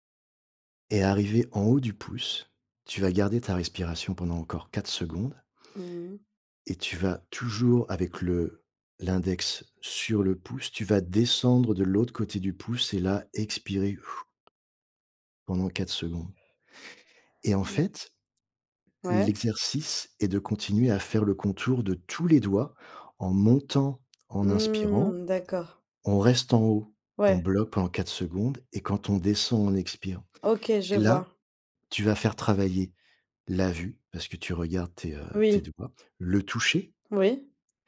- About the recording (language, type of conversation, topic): French, advice, Comment décrire des crises de panique ou une forte anxiété sans déclencheur clair ?
- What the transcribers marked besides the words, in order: blowing; tapping